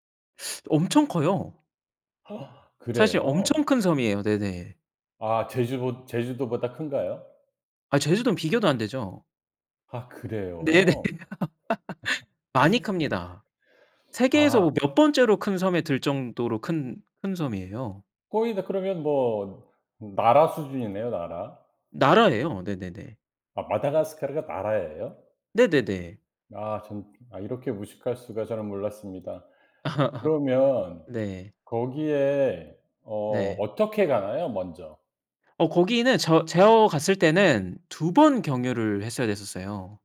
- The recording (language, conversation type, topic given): Korean, podcast, 가장 기억에 남는 여행 경험을 이야기해 주실 수 있나요?
- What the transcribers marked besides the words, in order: teeth sucking; gasp; laughing while speaking: "네네"; laugh; other background noise; laugh